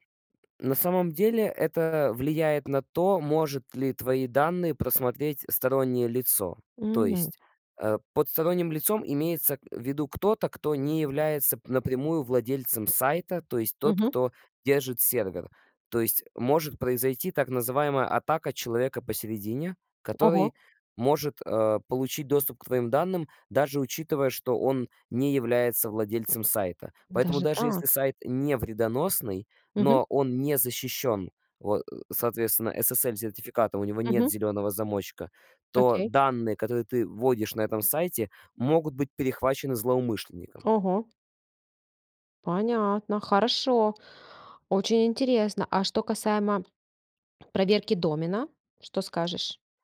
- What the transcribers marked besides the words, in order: tapping; other background noise
- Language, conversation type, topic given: Russian, podcast, Как отличить надёжный сайт от фейкового?